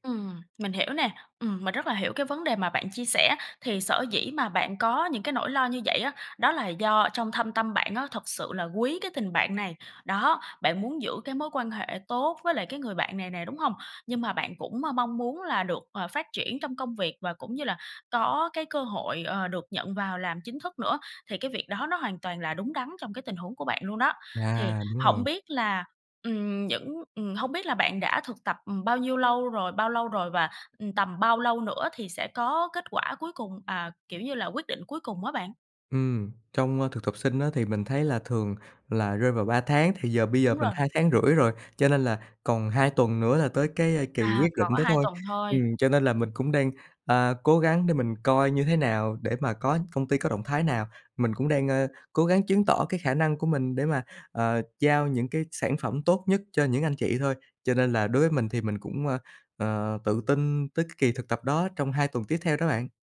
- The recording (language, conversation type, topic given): Vietnamese, advice, Bạn nên làm gì để cạnh tranh giành cơ hội thăng chức với đồng nghiệp một cách chuyên nghiệp?
- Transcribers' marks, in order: tapping